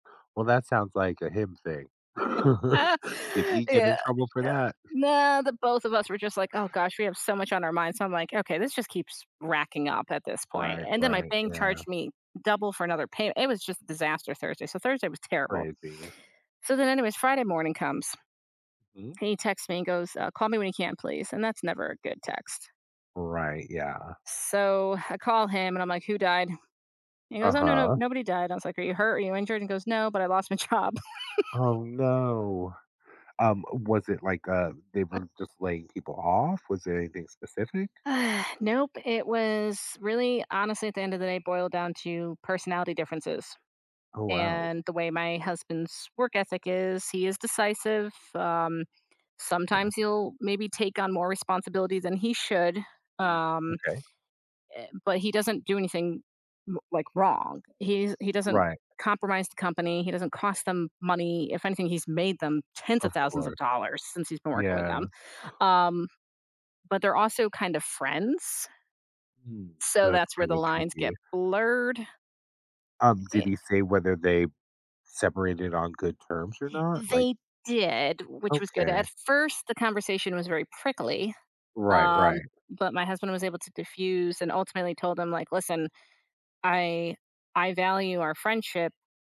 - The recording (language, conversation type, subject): English, advice, How do I cope with and move on after a major disappointment?
- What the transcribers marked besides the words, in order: laugh; other background noise; laughing while speaking: "job"; laugh; chuckle; sigh; tapping; stressed: "tens"